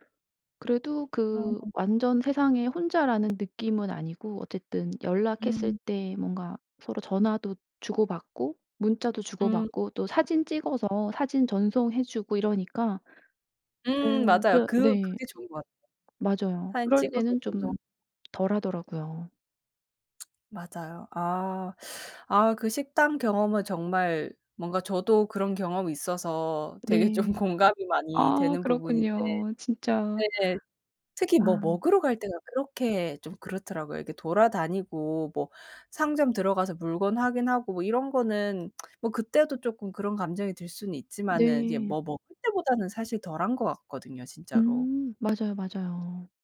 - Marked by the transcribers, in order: other background noise; tapping; laughing while speaking: "되게 좀"
- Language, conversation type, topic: Korean, podcast, 혼자 여행할 때 외로움은 어떻게 달래세요?
- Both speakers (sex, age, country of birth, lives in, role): female, 30-34, South Korea, United States, host; female, 55-59, South Korea, South Korea, guest